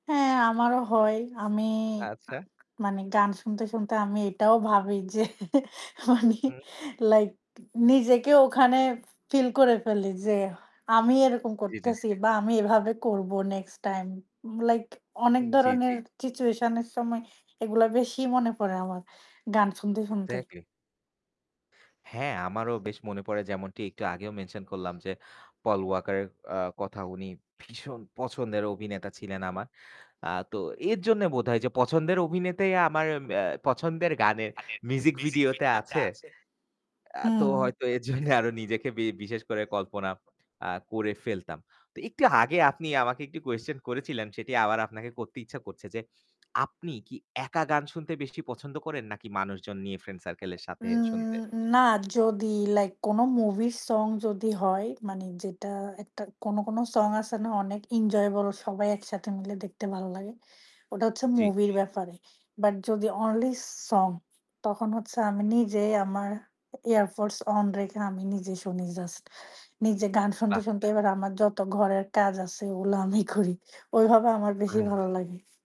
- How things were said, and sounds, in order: static; laughing while speaking: "যে মানে লাইক"; other background noise; tapping; in English: "situation"; "শুনতে" said as "ছুনতে"; stressed: "ভীষণ পছন্দের"; laughing while speaking: "এর জন্য"; in English: "enjoyable"; "ওগুলো" said as "ওলো"; laughing while speaking: "আমি করি"; chuckle
- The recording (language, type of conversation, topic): Bengali, unstructured, পুরোনো গান কি নতুন গানের চেয়ে ভালো?
- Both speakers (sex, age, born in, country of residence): female, 25-29, United States, United States; male, 25-29, Bangladesh, Bangladesh